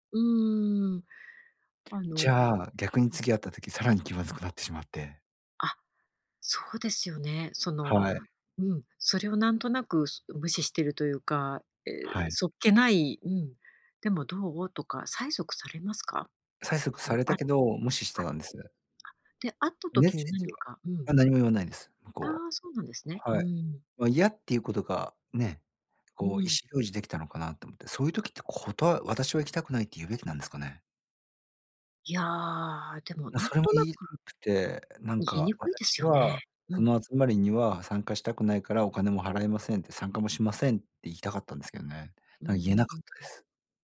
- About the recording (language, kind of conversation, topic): Japanese, advice, お祝いの席や集まりで気まずくなってしまうとき、どうすればいいですか？
- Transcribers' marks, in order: other noise